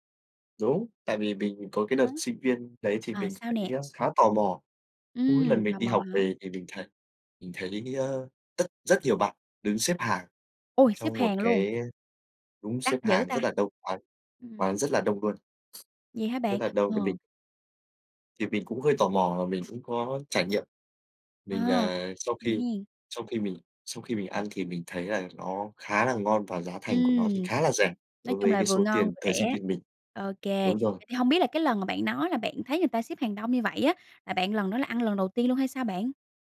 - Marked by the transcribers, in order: tapping; sniff; other background noise
- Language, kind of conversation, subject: Vietnamese, podcast, Bạn có thể kể về một món ăn đường phố mà bạn không thể quên không?